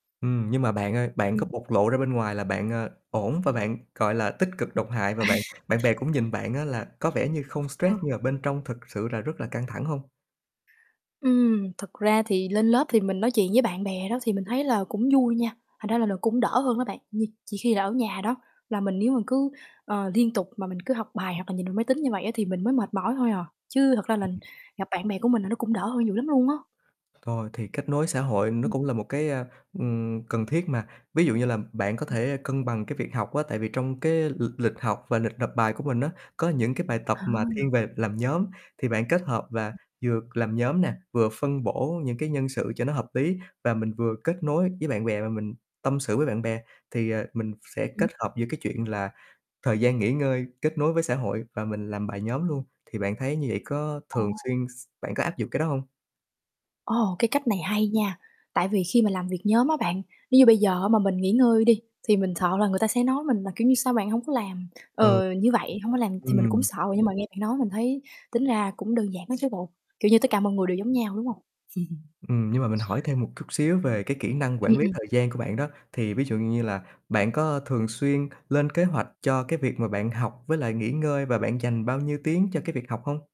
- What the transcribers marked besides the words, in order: distorted speech; other background noise; laughing while speaking: "À"; static; chuckle; other noise; tapping
- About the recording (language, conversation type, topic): Vietnamese, advice, Vì sao bạn cảm thấy có lỗi khi dành thời gian nghỉ ngơi cho bản thân?